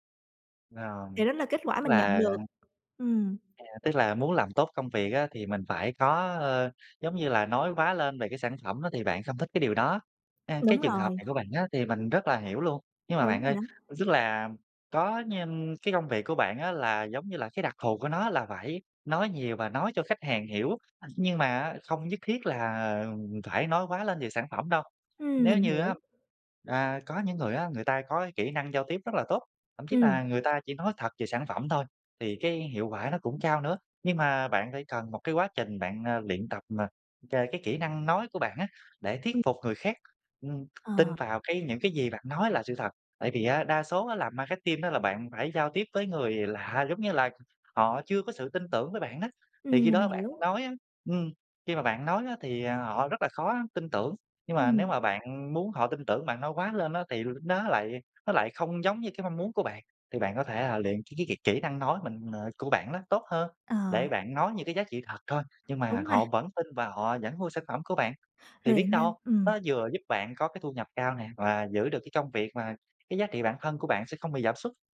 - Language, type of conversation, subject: Vietnamese, advice, Làm thế nào để bạn cân bằng giữa giá trị cá nhân và công việc kiếm tiền?
- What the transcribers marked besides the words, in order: tapping; other background noise